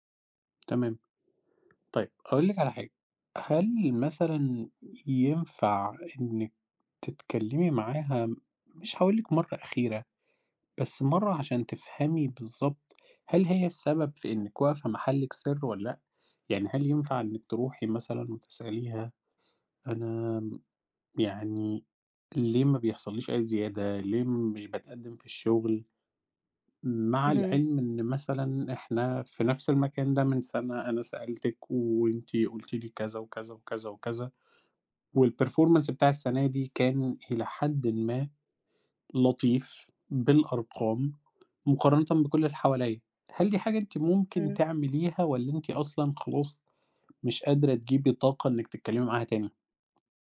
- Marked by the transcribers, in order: in English: "والperformance"
- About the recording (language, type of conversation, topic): Arabic, advice, ازاي أتفاوض على زيادة في المرتب بعد سنين من غير ترقية؟